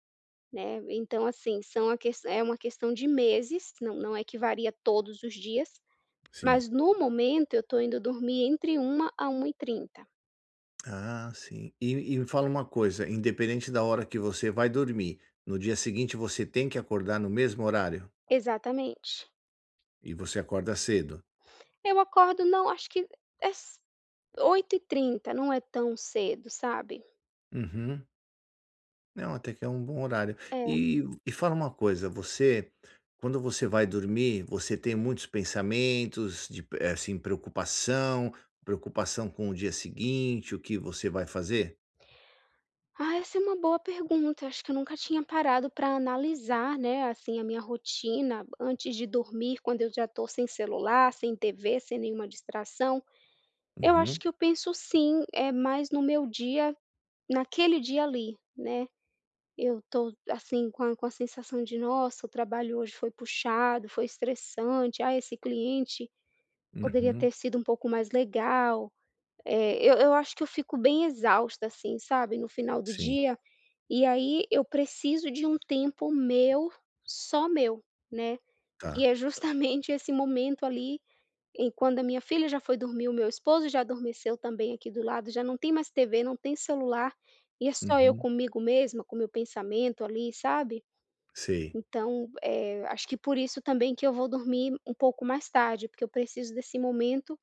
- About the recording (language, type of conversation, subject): Portuguese, advice, Como posso me sentir mais disposto ao acordar todas as manhãs?
- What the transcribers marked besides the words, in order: none